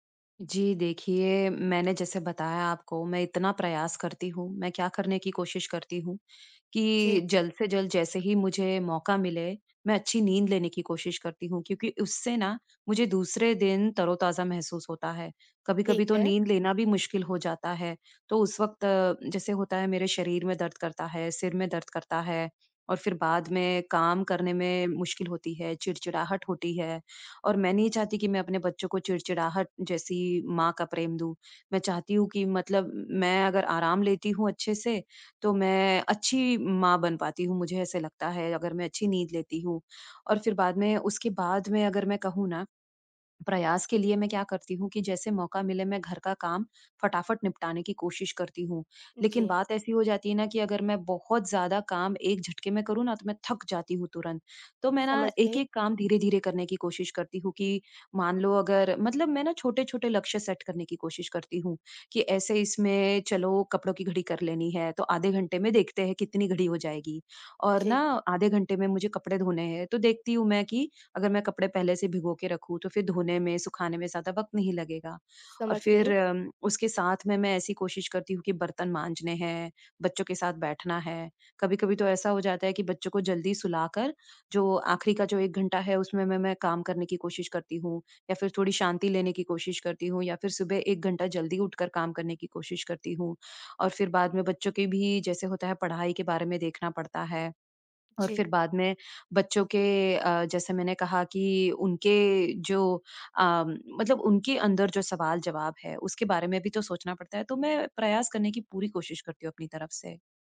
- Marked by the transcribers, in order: in English: "सेट"
- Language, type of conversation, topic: Hindi, advice, मैं किसी लक्ष्य के लिए लंबे समय तक प्रेरित कैसे रहूँ?